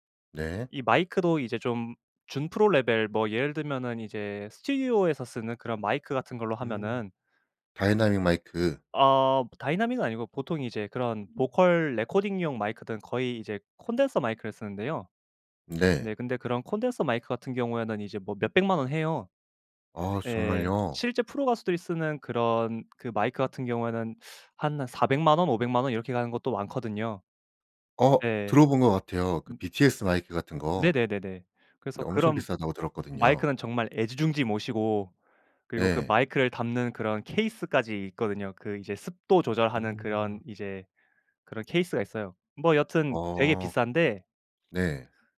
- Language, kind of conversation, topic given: Korean, podcast, 취미를 오래 유지하는 비결이 있다면 뭐예요?
- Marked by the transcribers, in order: in English: "vocal recording용"; other background noise